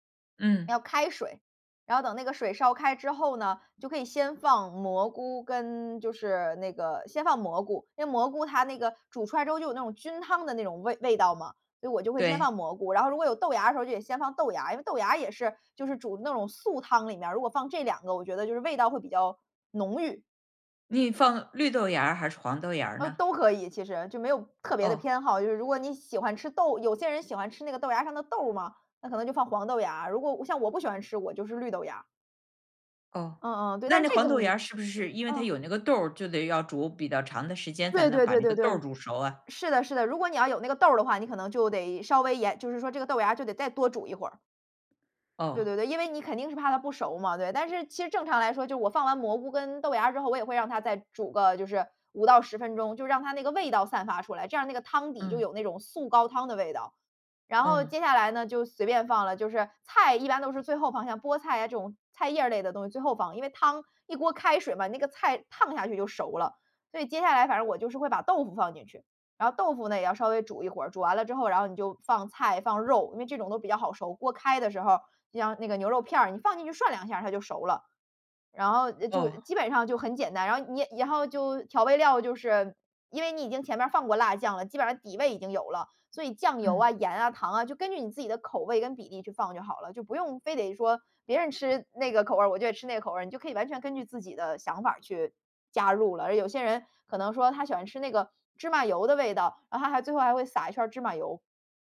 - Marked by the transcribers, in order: none
- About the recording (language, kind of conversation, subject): Chinese, podcast, 你平时做饭有哪些习惯？